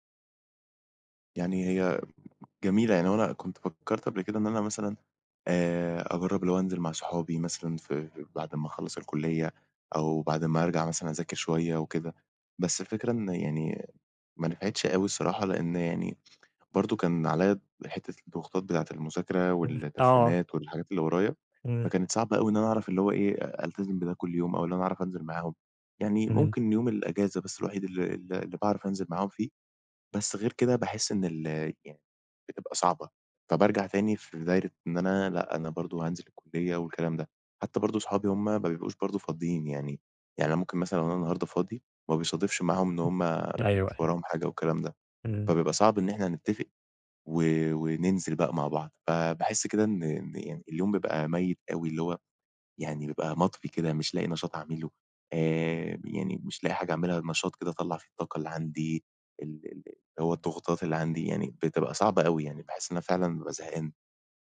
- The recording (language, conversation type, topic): Arabic, advice, إزاي أتعامل مع إحساسي إن أيامي بقت مكررة ومفيش شغف؟
- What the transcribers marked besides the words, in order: unintelligible speech